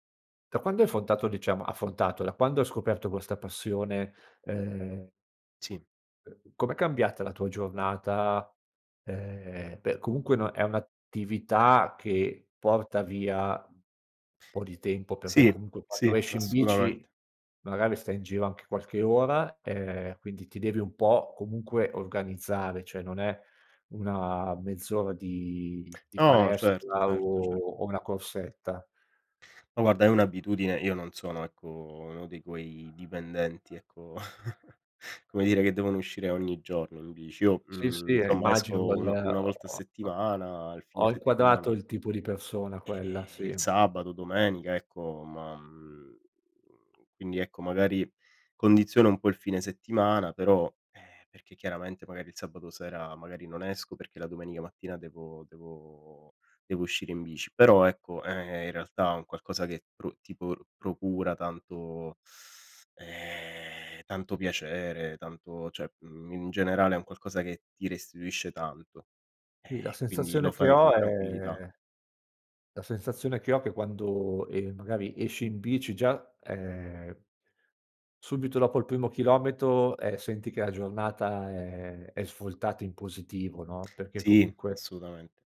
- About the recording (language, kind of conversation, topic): Italian, podcast, Quale hobby ti ha cambiato la vita, anche solo un po'?
- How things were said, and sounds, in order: "affrontato" said as "fontato"; other background noise; "assolutamente" said as "assoutamente"; "cioè" said as "ceh"; chuckle; drawn out: "Eh"; tapping; teeth sucking; "cioè" said as "ceh"; drawn out: "è"